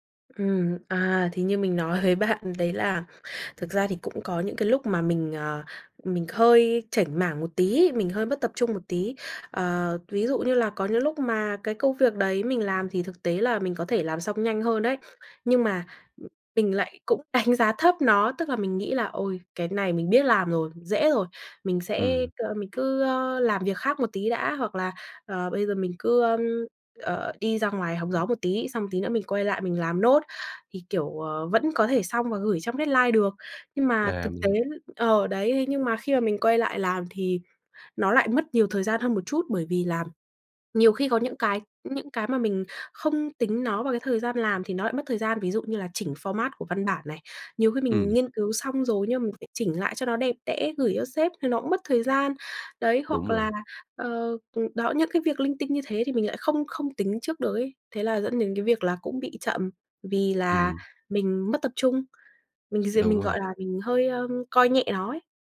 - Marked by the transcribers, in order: tapping; laughing while speaking: "nói với bạn"; other background noise; laughing while speaking: "đánh giá"; in English: "deadline"; in English: "format"
- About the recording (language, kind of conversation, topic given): Vietnamese, advice, Làm thế nào để tôi ước lượng thời gian chính xác hơn và tránh trễ hạn?